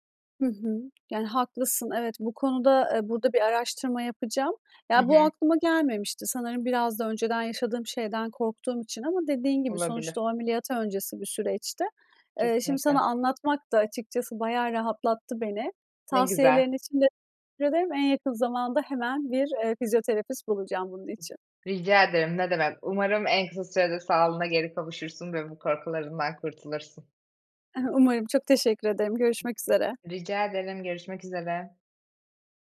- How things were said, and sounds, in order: other background noise
- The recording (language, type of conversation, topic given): Turkish, advice, Yaşlanma nedeniyle güç ve dayanıklılık kaybetmekten korkuyor musunuz?